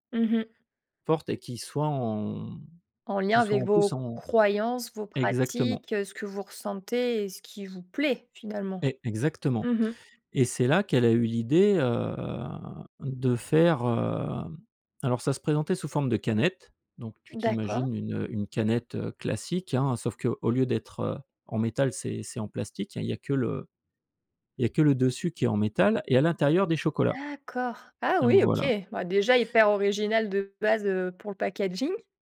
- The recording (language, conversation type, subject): French, podcast, Peux-tu nous raconter une collaboration créative mémorable ?
- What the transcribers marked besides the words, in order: stressed: "croyances"